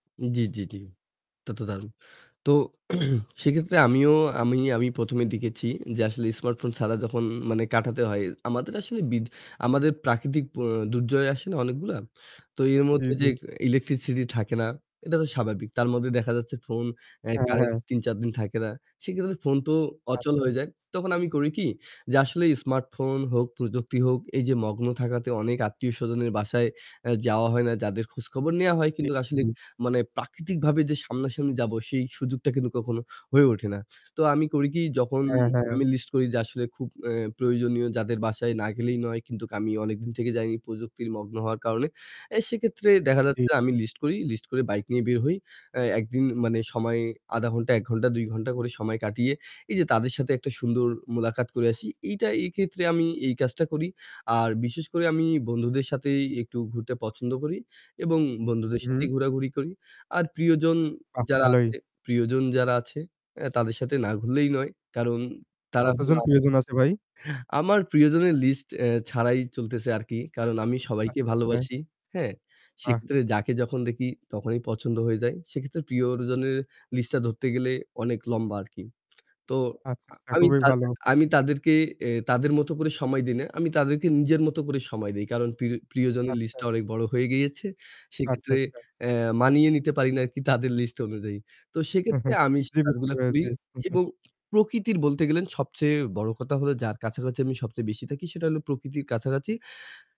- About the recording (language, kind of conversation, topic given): Bengali, unstructured, স্মার্টফোন ছাড়া জীবন কেমন কাটবে বলে আপনি মনে করেন?
- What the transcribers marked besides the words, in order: throat clearing; "দুর্যোগ" said as "দুর্যয়"; laughing while speaking: "জি, বুঝতে পেরেছি"; tapping